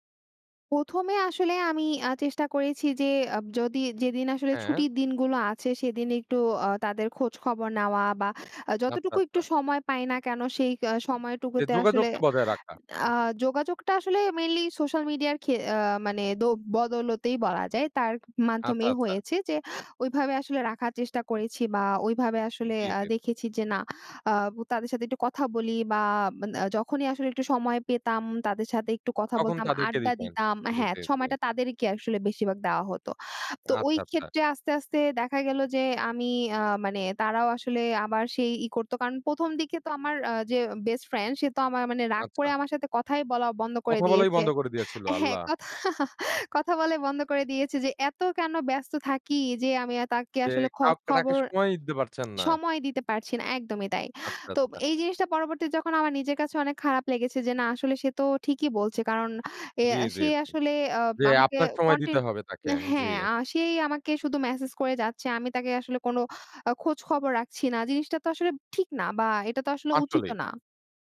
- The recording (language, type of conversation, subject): Bengali, podcast, কাজ ও ব্যক্তিগত জীবনের মধ্যে ভারসাম্য আপনি কীভাবে বজায় রাখেন?
- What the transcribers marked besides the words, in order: tapping; "বেশিরভাগ" said as "বেশিবাগ"; laughing while speaking: "হ্যাঁ, কথা, কথা বলাই বন্ধ করে দিয়েছে"; "আপনার" said as "আপনাক"